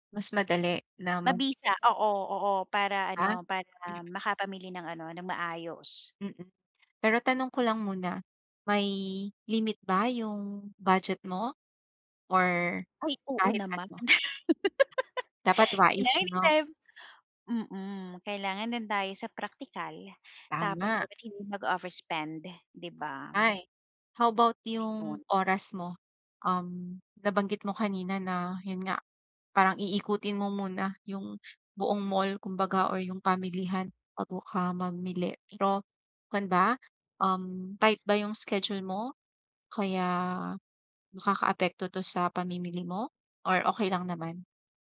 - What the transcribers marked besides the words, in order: tapping; laugh; other background noise
- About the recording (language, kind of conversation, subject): Filipino, advice, Bakit ako nalilito kapag napakaraming pagpipilian sa pamimili?